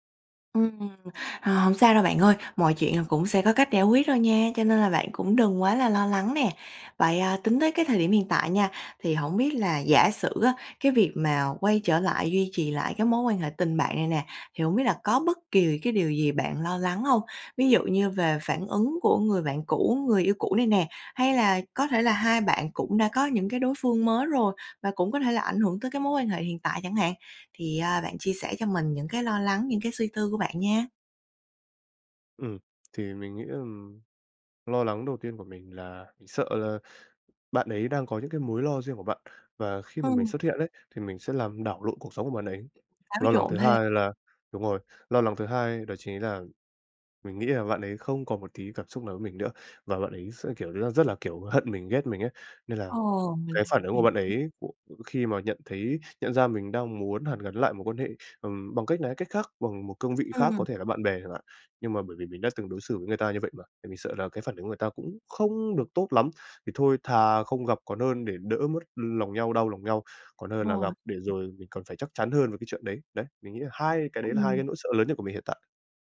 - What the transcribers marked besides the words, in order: tapping; other background noise
- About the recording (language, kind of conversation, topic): Vietnamese, advice, Làm thế nào để duy trì tình bạn với người yêu cũ khi tôi vẫn cảm thấy lo lắng?